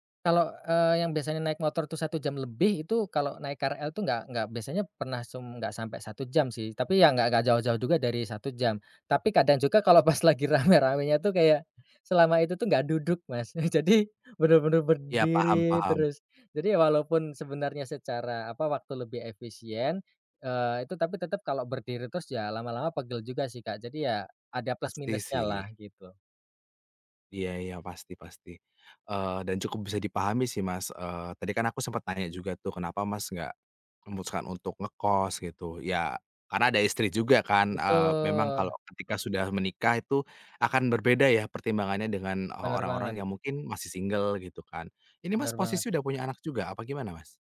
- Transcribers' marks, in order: none
- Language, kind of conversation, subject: Indonesian, podcast, Pernah nggak kamu mengikuti kata hati saat memilih jalan hidup, dan kenapa?